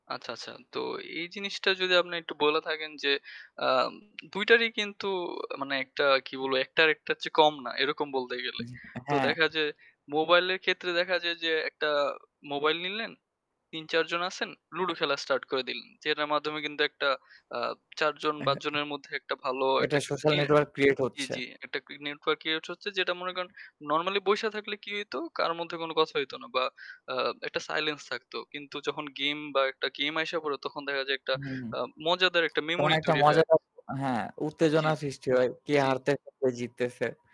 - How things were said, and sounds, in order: static; tapping; other background noise
- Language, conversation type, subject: Bengali, unstructured, মোবাইল গেম আর পিসি গেমের মধ্যে কোনটি আপনার কাছে বেশি উপভোগ্য?